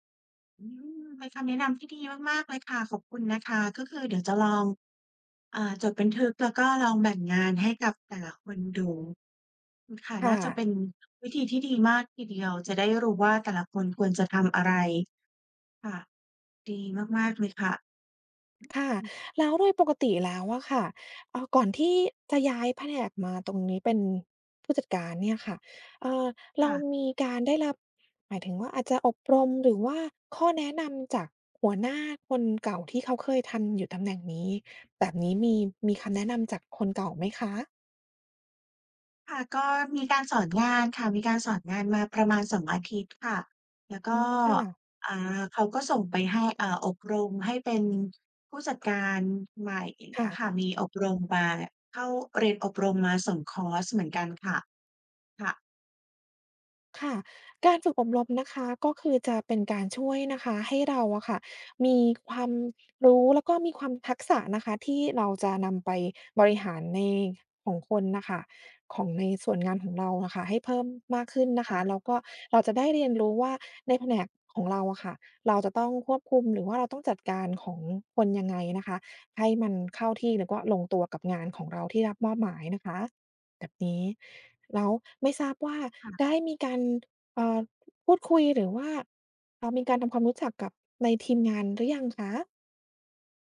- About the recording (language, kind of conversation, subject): Thai, advice, เริ่มงานใหม่แล้วกลัวปรับตัวไม่ทัน
- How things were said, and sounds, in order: other background noise